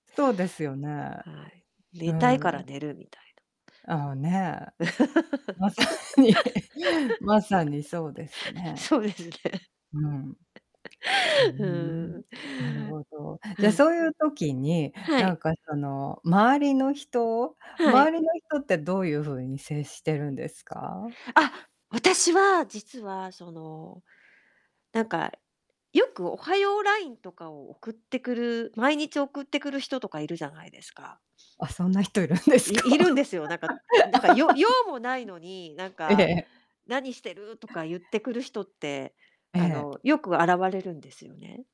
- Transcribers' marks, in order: static; laugh; background speech; laughing while speaking: "そうですね"; laughing while speaking: "まさに"; laugh; distorted speech; other background noise; laughing while speaking: "そんな人いるんですか？ ええ"; laugh
- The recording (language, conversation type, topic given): Japanese, podcast, やる気が出ないとき、どうやって立て直していますか？